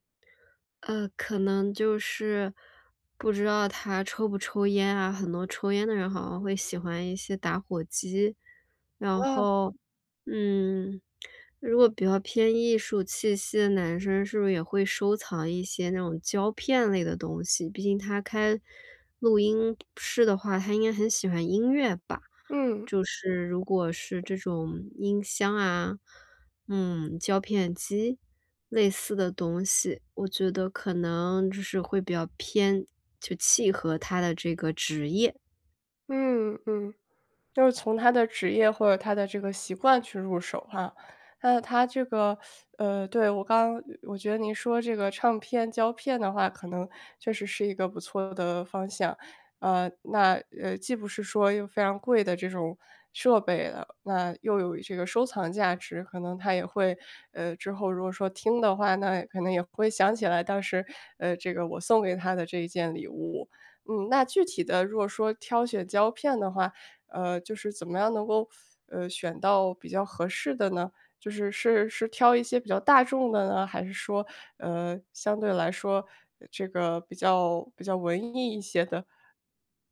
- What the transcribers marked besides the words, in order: teeth sucking
- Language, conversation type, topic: Chinese, advice, 怎样挑选礼物才能不出错并让对方满意？